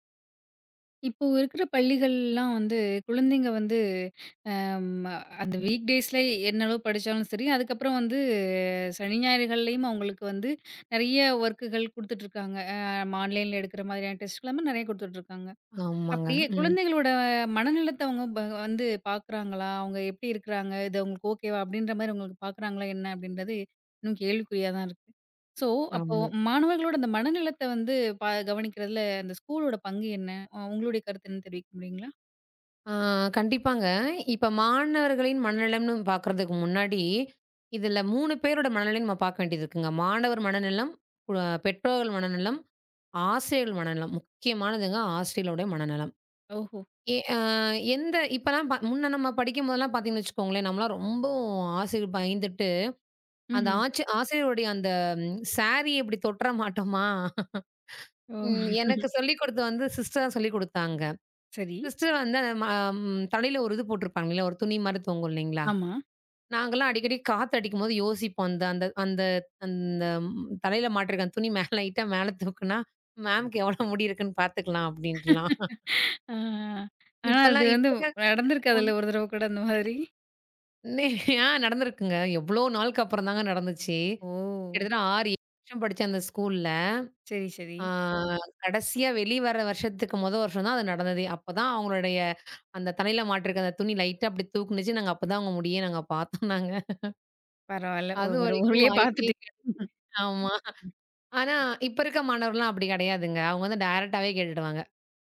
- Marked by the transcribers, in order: drawn out: "ஆ"; other background noise; in English: "வீக் டேஸ்ல"; drawn out: "வந்து"; in another language: "வொர்க்கள்"; drawn out: "ஆ"; in English: "ஆன்லைன்"; in another language: "டெஸ்ட்"; unintelligible speech; in another language: "ஓகேவா"; in English: "சோ"; in another language: "ஸ்கூல்லோட"; drawn out: "ஆ"; unintelligible speech; drawn out: "அ"; laughing while speaking: "மாட்டமா?"; laugh; drawn out: "ஆ ம"; laughing while speaking: "லைட்டா மேல தூக்குனா மேம்க்கு எவ்வளவு முடி இருக்குன்னு பாத்துக்கலாம் அப்டின்ட்டுலாம்"; laughing while speaking: "ஆ, ஆ, ஆ. அது வந்து நடந்திருக்காதுல்ல ஒரு தடவை கூட அந்த மாதிரி"; other noise; laughing while speaking: "நடந்திருக்குங்க"; drawn out: "ஓ!"; drawn out: "ஆ"; tapping; laughing while speaking: "பாத்தோன்னாங்க"; laughing while speaking: "ஒரு வர்றவழிலயே பாத்துட்டு"; laughing while speaking: "ஆமா"; in English: "டைரக்ட்டாவே"
- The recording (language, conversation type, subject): Tamil, podcast, மாணவர்களின் மனநலத்தைக் கவனிப்பதில் பள்ளிகளின் பங்கு என்ன?